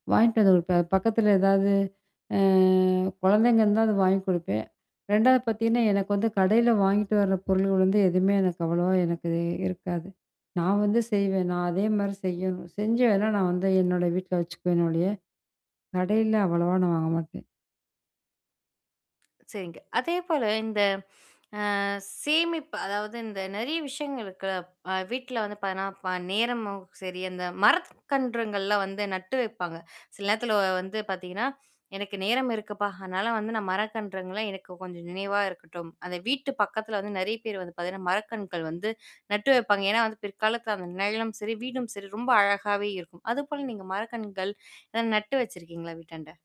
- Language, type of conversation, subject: Tamil, podcast, உங்கள் வீட்டு அலங்காரம் உங்களைப் பற்றி என்ன கூறுகிறது?
- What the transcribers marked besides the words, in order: static; drawn out: "அ"; tapping; mechanical hum; other background noise; other noise; distorted speech